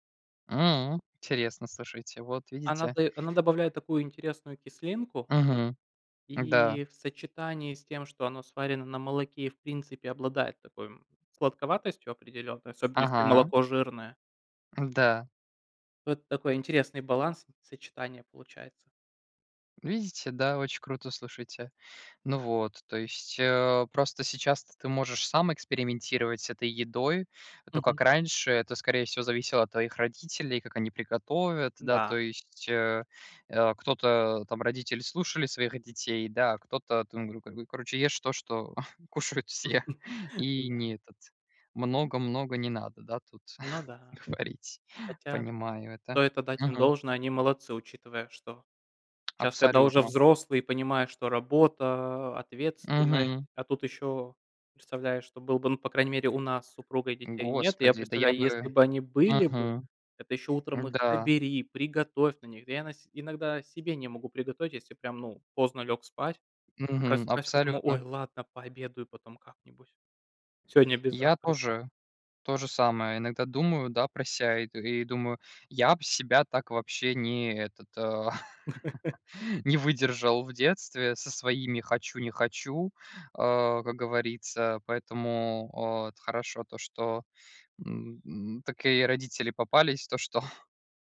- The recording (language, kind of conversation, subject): Russian, unstructured, Какой вкус напоминает тебе о детстве?
- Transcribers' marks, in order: chuckle; chuckle; tsk; tapping; laugh